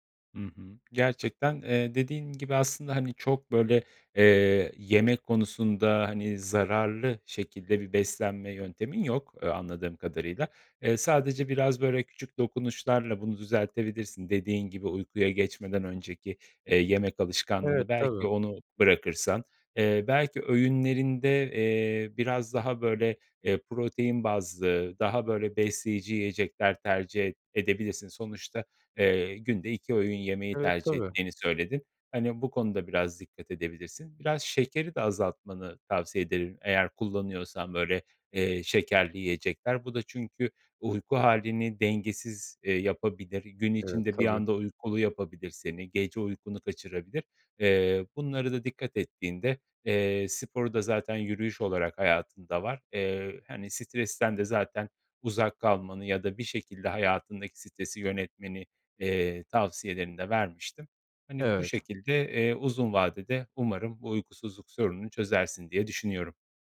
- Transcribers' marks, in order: none
- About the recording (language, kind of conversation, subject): Turkish, advice, Stresten dolayı uykuya dalamakta zorlanıyor veya uykusuzluk mu yaşıyorsunuz?
- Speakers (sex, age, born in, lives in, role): male, 25-29, Turkey, Netherlands, user; male, 35-39, Turkey, Poland, advisor